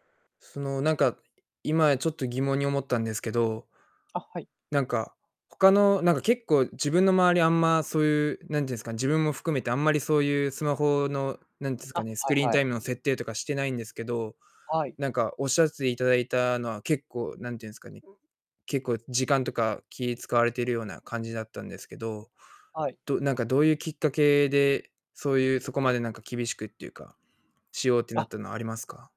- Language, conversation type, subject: Japanese, podcast, スマホや画面とは普段どのように付き合っていますか？
- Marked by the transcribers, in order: none